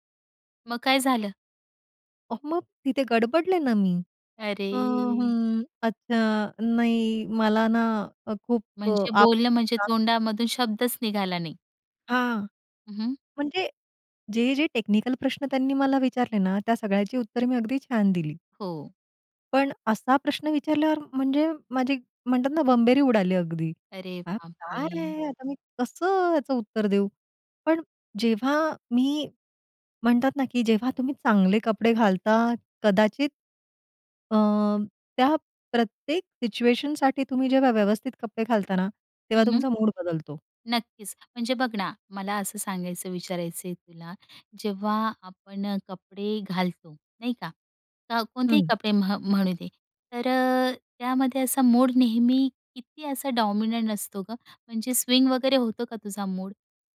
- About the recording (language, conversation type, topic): Marathi, podcast, कपडे निवडताना तुझा मूड किती महत्त्वाचा असतो?
- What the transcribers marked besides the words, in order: drawn out: "अरे!"; "कपडे" said as "कप्पे"; tapping; in English: "डॉमिनंट"